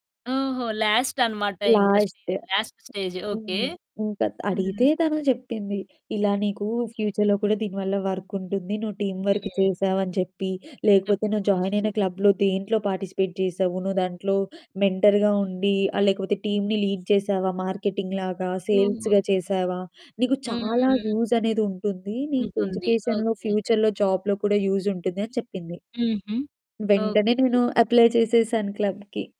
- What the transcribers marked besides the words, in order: in English: "లాస్ట్"; static; in English: "లాస్ట్"; other background noise; distorted speech; in English: "స్టేజ్‌లో. లాస్ట్ స్టేజ్"; in English: "ఫ్యూచర్‌లో"; in English: "టీమ్ వర్క్"; in English: "క్లబ్‌లో"; in English: "పార్టిసిపేట్"; in English: "మెంటర్‌గా"; in English: "టీమ్‌ని లీడ్"; in English: "మార్కెటింగ్"; in English: "సేల్స్‌గా"; in English: "ఎడ్యుకేషన్‌లో, ఫ్యూచర్‌లో, జాబ్‌లో"; in English: "అప్లై"; in English: "క్లబ్‌కి"
- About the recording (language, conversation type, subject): Telugu, podcast, సాధారణంగా మీరు నిర్ణయం తీసుకునే ముందు స్నేహితుల సలహా తీసుకుంటారా, లేక ఒంటరిగా నిర్ణయించుకుంటారా?